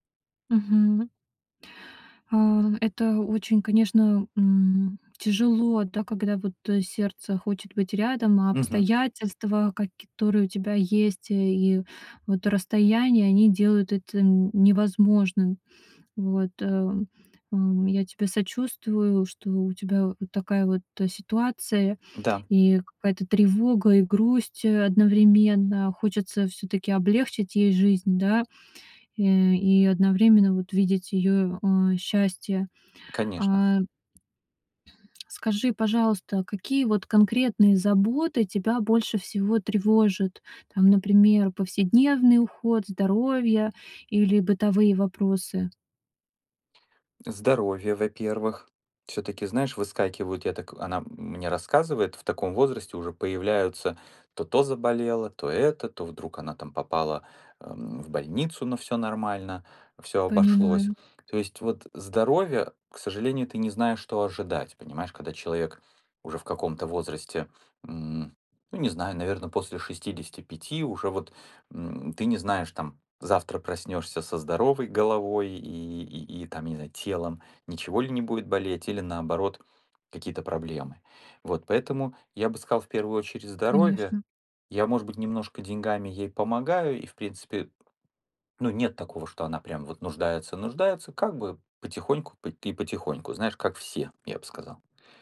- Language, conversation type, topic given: Russian, advice, Как справляться с уходом за пожилым родственником, если неизвестно, как долго это продлится?
- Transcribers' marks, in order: tapping; background speech; other background noise